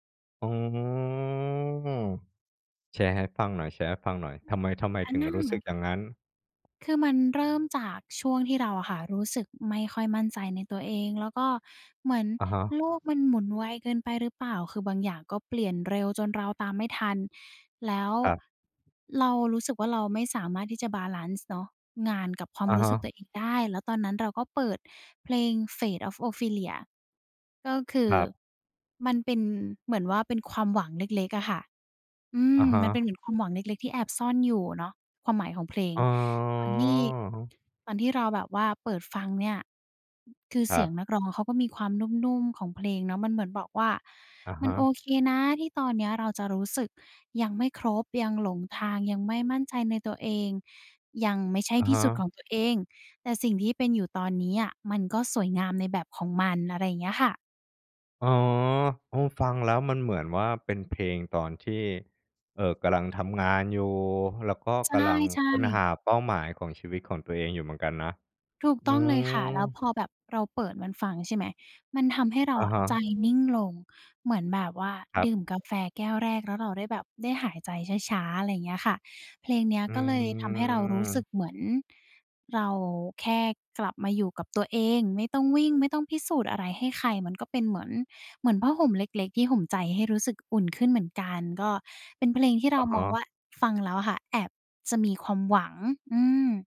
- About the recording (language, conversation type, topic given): Thai, podcast, เพลงไหนที่เป็นเพลงประกอบชีวิตของคุณในตอนนี้?
- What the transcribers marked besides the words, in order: drawn out: "อ๋อ"; unintelligible speech; drawn out: "อ๋อ"; tapping; other background noise; drawn out: "อืม"